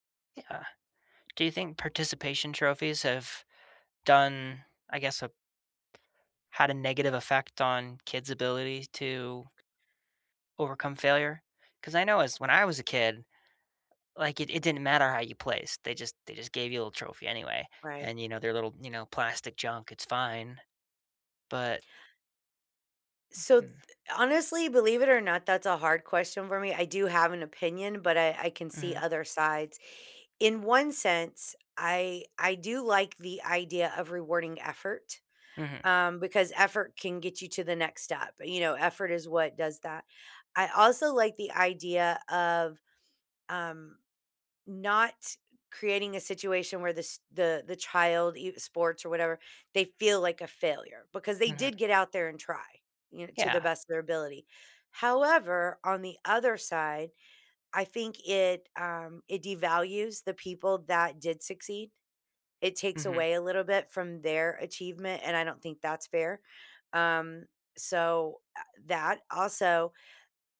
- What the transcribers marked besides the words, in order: none
- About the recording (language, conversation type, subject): English, unstructured, How can you convince someone that failure is part of learning?